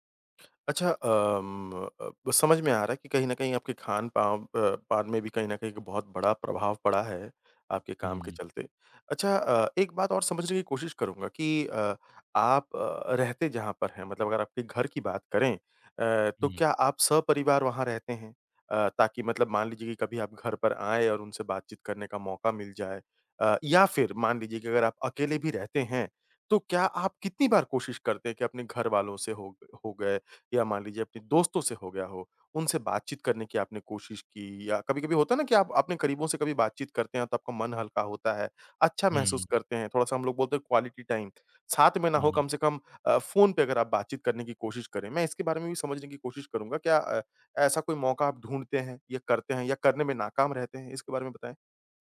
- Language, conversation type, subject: Hindi, advice, लगातार काम के दबाव से ऊर्जा खत्म होना और रोज मन न लगना
- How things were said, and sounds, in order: in English: "क्वालिटी टाइम"